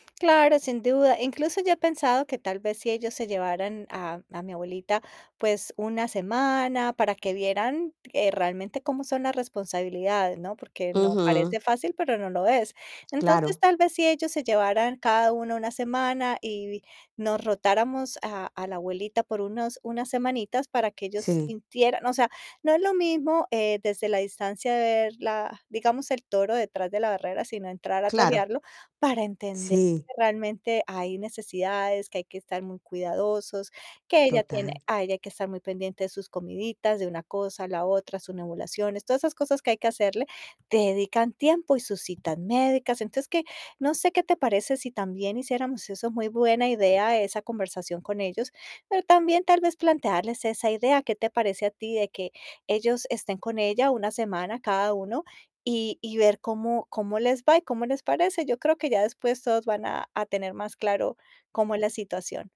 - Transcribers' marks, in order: static; distorted speech; "nebulizaciones" said as "nebulaciones"; other background noise
- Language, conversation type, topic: Spanish, advice, ¿Cómo puedo convertirme en el cuidador principal de un familiar mayor?